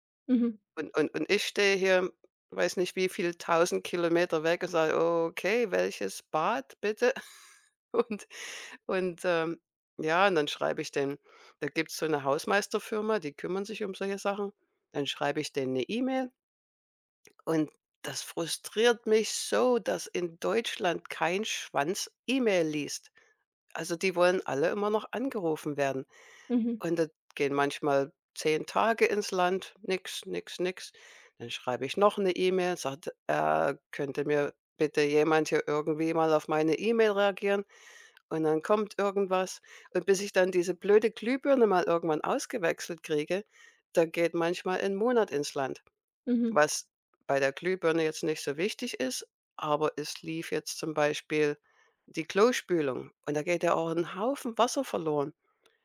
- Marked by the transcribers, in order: other background noise; chuckle; laughing while speaking: "Und"
- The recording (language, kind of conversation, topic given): German, advice, Wie kann ich die Pflege meiner alternden Eltern übernehmen?